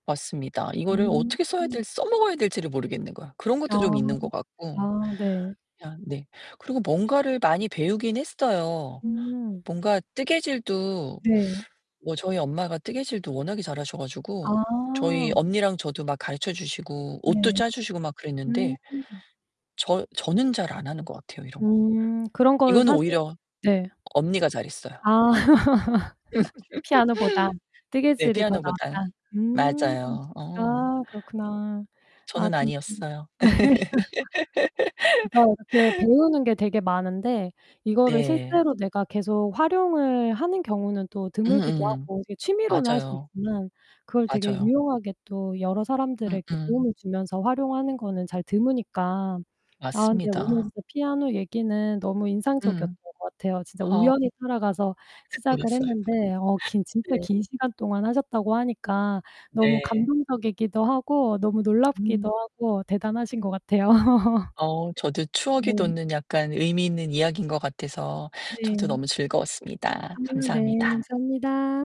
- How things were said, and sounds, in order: distorted speech; other background noise; laugh; tapping; laugh; laugh; laugh; static; laughing while speaking: "좋았어요. 네"; laugh
- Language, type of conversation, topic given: Korean, podcast, 배운 내용을 실제로 어떻게 활용해 보셨나요?